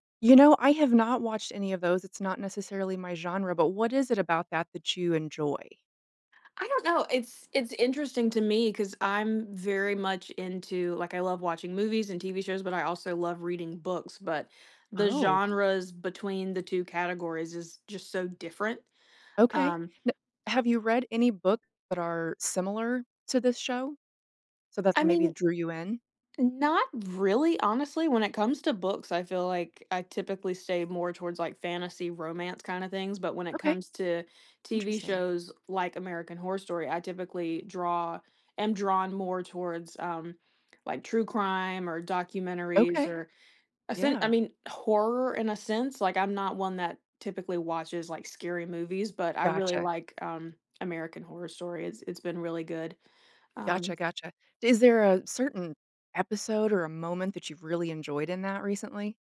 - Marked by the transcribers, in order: other background noise; tapping
- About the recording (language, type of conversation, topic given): English, podcast, How do certain TV shows leave a lasting impact on us and shape our interests?
- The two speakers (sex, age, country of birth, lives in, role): female, 20-24, United States, United States, guest; female, 45-49, United States, United States, host